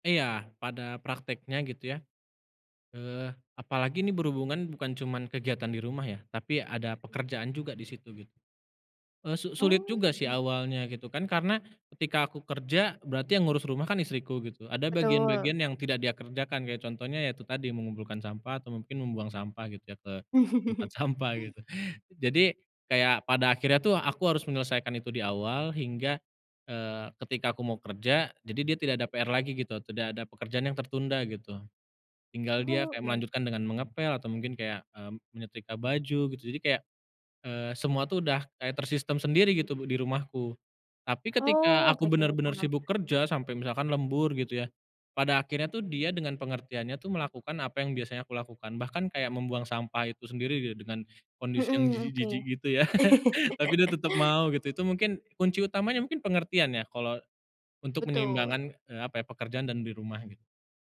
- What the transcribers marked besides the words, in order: chuckle; laughing while speaking: "sampah"; laugh
- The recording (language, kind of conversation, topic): Indonesian, podcast, Apa peran pasangan dalam membantu menjaga keseimbangan antara pekerjaan dan urusan rumah tangga?